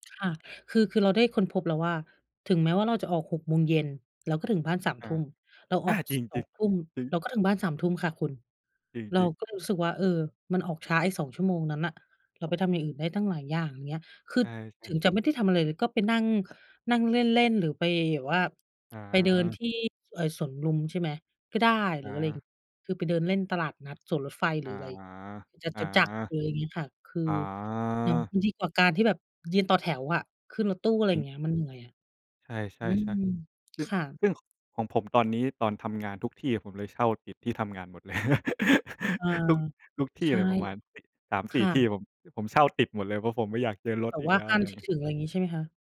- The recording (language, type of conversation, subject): Thai, unstructured, เวลาทำงานแล้วรู้สึกเครียด คุณมีวิธีผ่อนคลายอย่างไร?
- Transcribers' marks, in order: "จตุจักร" said as "จะจะจักร"; laughing while speaking: "เลย"; chuckle